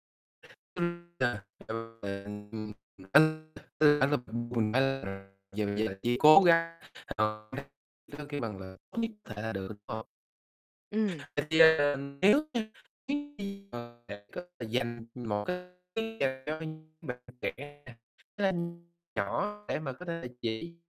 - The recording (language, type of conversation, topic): Vietnamese, podcast, Bạn làm thế nào để nói “không” mà vẫn không làm mất lòng người khác?
- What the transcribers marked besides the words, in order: other background noise; unintelligible speech; distorted speech; unintelligible speech; unintelligible speech; unintelligible speech; unintelligible speech; unintelligible speech